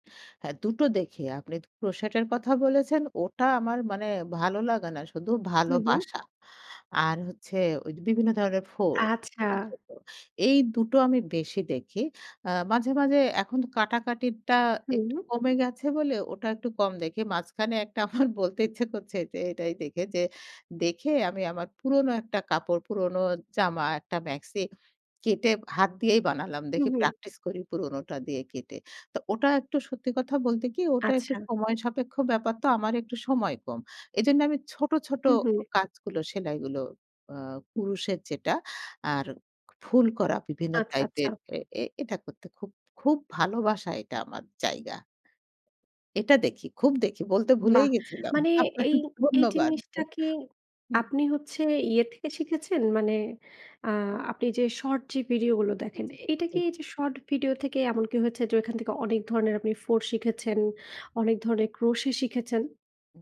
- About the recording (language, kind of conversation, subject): Bengali, podcast, শর্ট ভিডিও কি আপনার আগ্রহ বাড়িয়েছে?
- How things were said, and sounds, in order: tapping; laughing while speaking: "আমার"; other background noise; laughing while speaking: "আপনাকে ধন্যবাদ"; chuckle